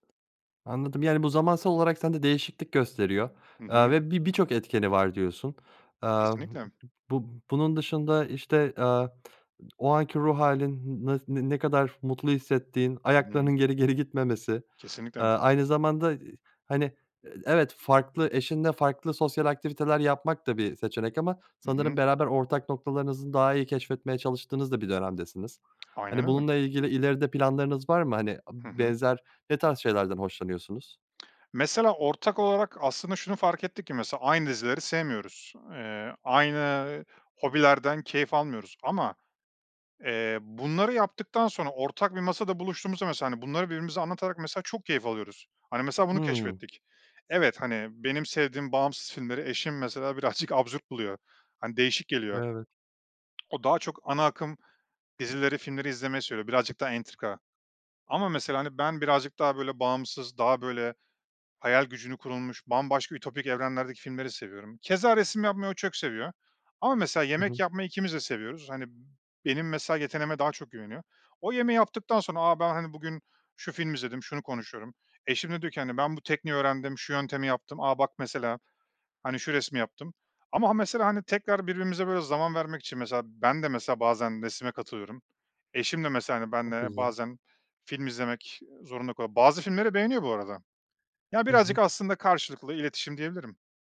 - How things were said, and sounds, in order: tapping; tsk; tsk; snort; tsk
- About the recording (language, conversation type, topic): Turkish, podcast, Yeni bir hobiye zaman ayırmayı nasıl planlarsın?